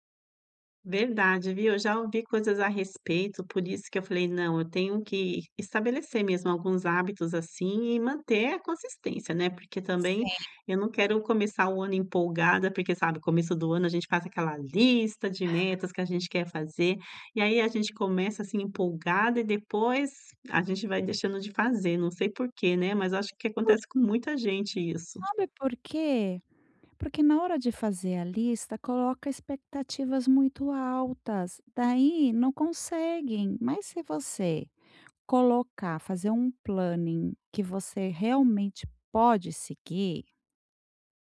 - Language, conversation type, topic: Portuguese, advice, Como posso estabelecer hábitos para manter a consistência e ter energia ao longo do dia?
- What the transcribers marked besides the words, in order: in English: "planning"